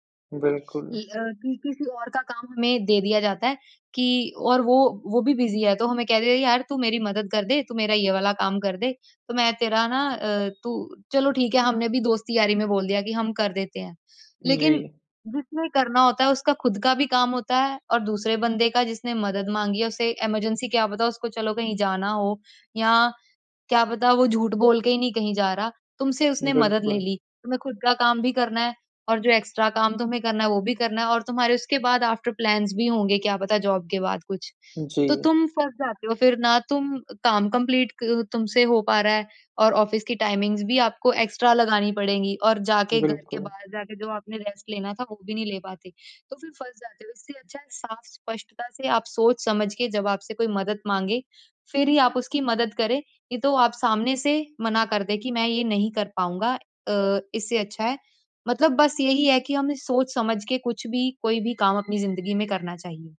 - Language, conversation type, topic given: Hindi, podcast, जब आपसे बार-बार मदद मांगी जाए, तो आप सीमाएँ कैसे तय करते हैं?
- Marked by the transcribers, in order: in English: "बिज़ी"; in English: "इमरजेंसी"; in English: "एक्स्ट्रा"; in English: "आफ्टर प्लान्स"; in English: "जॉब"; in English: "कंप्लीट"; in English: "टाइमिंग्स"; in English: "एक्स्ट्रा"; in English: "रेस्ट"